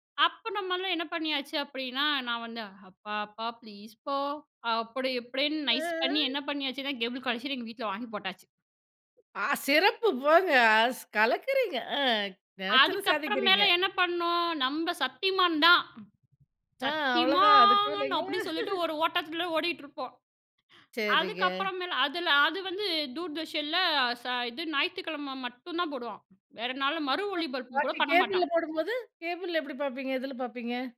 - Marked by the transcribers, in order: in English: "ப்ளீஸ்ப்பா"; in English: "நைஸ்"; drawn out: "அ"; in English: "கேபிள் கனெக்க்ஷன்"; drawn out: "சத்திமான்"; laughing while speaking: "அதுக்குமேலங்க"; unintelligible speech; tapping
- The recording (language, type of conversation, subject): Tamil, podcast, உங்கள் குழந்தைப் பருவத்தில் உங்களுக்கு மிகவும் பிடித்த தொலைக்காட்சி நிகழ்ச்சி எது?